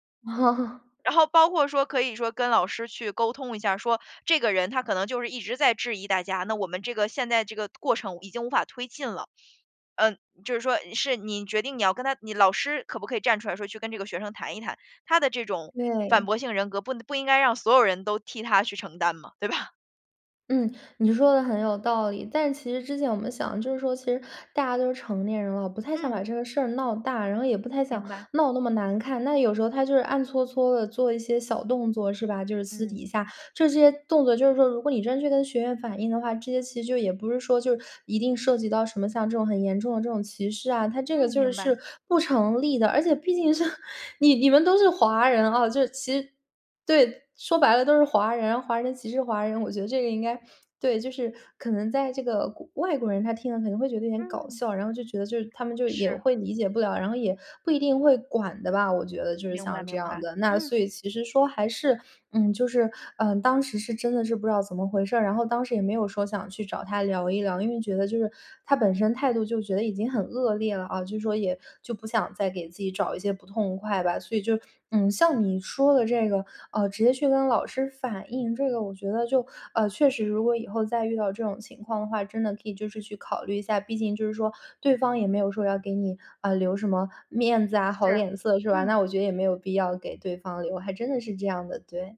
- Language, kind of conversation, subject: Chinese, advice, 同事在会议上公开质疑我的决定，我该如何应对？
- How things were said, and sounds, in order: laugh; tapping; other noise; "型" said as "性"; laughing while speaking: "对吧？"; laughing while speaking: "是，你 你们都是华人哦"; other background noise